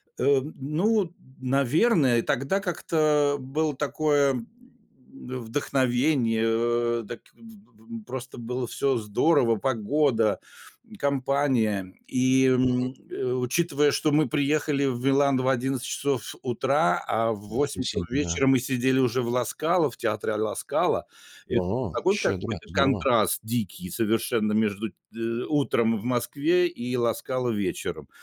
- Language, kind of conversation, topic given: Russian, podcast, О каком путешествии, которое по‑настоящему изменило тебя, ты мог(ла) бы рассказать?
- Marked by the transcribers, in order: none